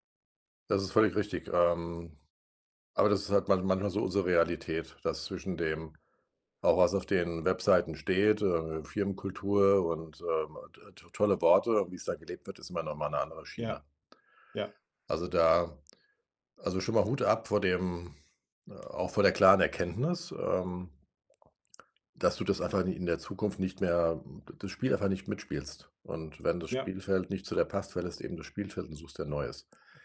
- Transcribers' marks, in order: none
- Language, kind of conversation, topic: German, advice, Wie äußern sich bei dir Burnout-Symptome durch lange Arbeitszeiten und Gründerstress?